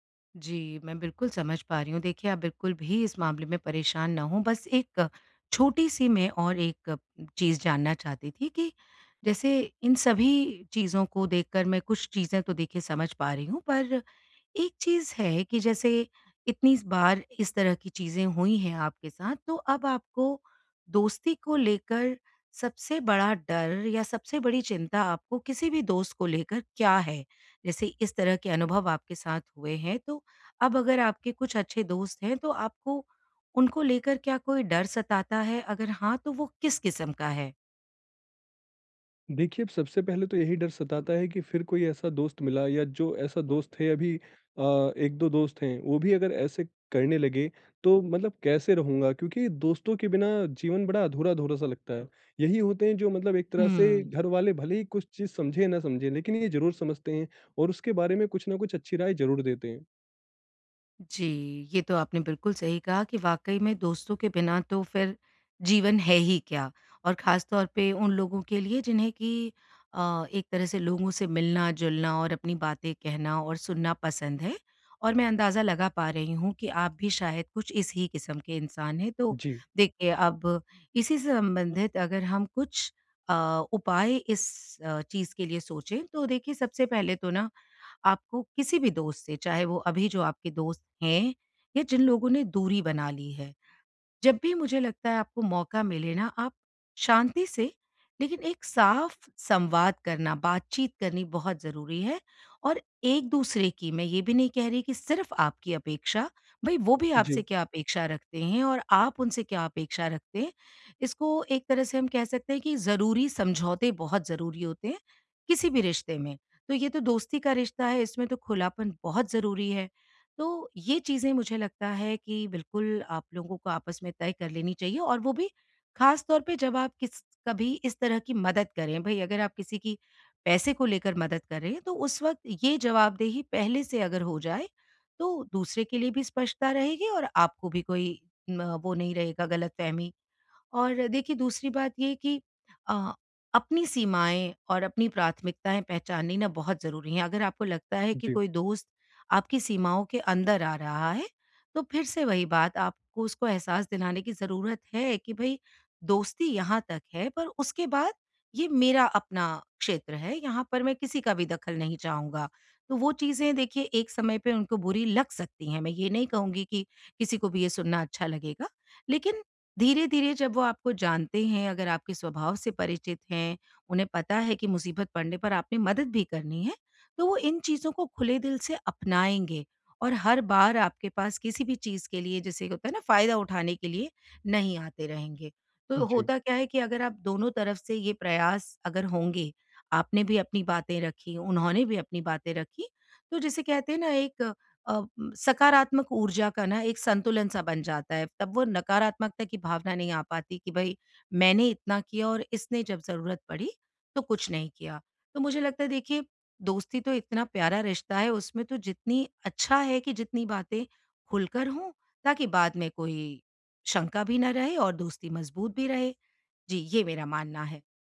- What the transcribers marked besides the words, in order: none
- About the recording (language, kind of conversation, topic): Hindi, advice, मैं दोस्ती में अपने प्रयास और अपेक्षाओं को कैसे संतुलित करूँ ताकि दूरी न बढ़े?